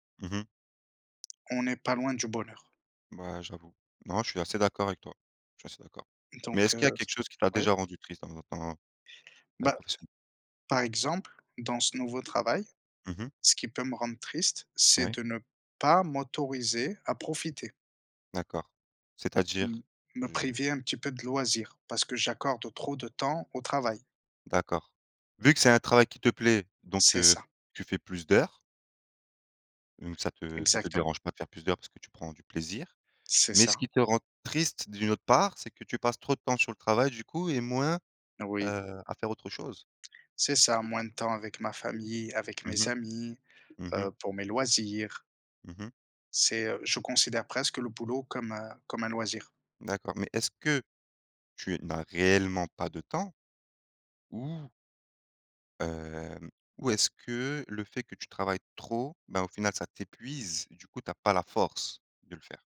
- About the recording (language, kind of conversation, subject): French, unstructured, Qu’est-ce qui te rend triste dans ta vie professionnelle ?
- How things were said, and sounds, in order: tapping; stressed: "réellement"; stressed: "t'épuise"; stressed: "force"